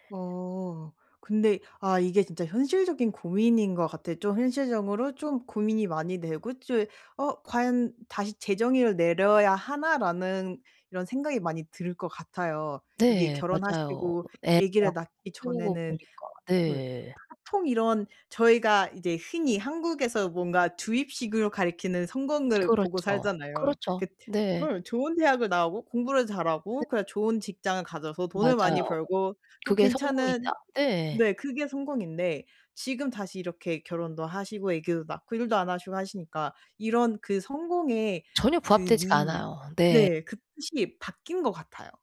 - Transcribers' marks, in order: unintelligible speech; other background noise; in English: "meaning"
- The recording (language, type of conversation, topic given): Korean, advice, 내 삶에 맞게 성공의 기준을 어떻게 재정의할 수 있을까요?